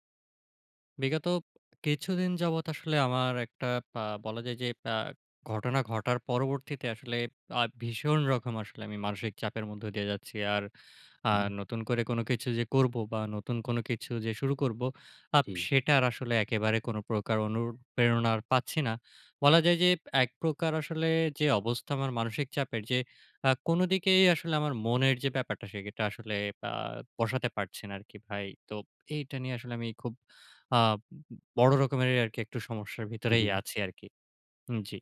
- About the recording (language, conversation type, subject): Bengali, advice, আপনি বড় প্রকল্প বারবার টালতে টালতে কীভাবে শেষ পর্যন্ত অনুপ্রেরণা হারিয়ে ফেলেন?
- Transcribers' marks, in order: tapping; other background noise